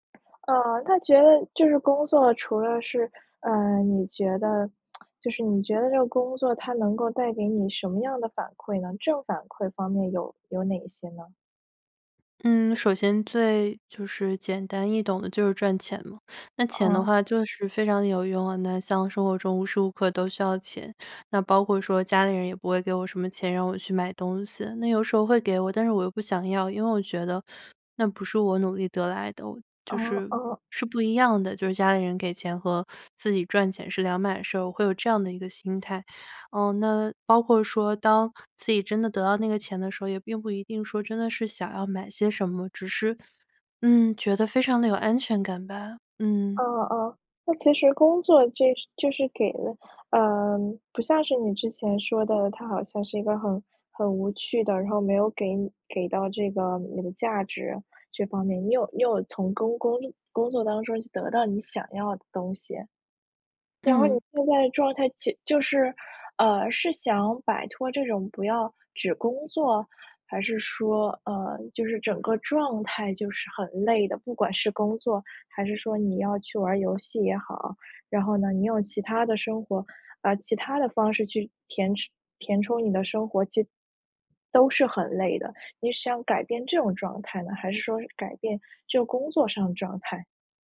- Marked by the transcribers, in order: tsk
- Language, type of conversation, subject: Chinese, advice, 休息时间被工作侵占让你感到精疲力尽吗？